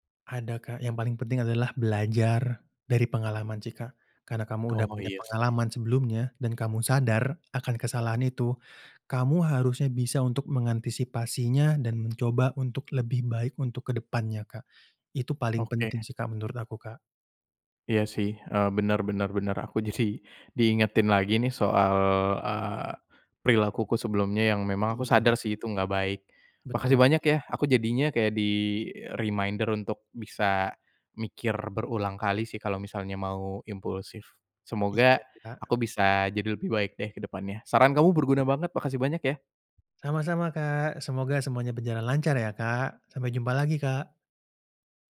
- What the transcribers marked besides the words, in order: in English: "di-reminder"; other background noise
- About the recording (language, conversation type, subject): Indonesian, advice, Bagaimana cara mengatasi rasa bersalah setelah membeli barang mahal yang sebenarnya tidak perlu?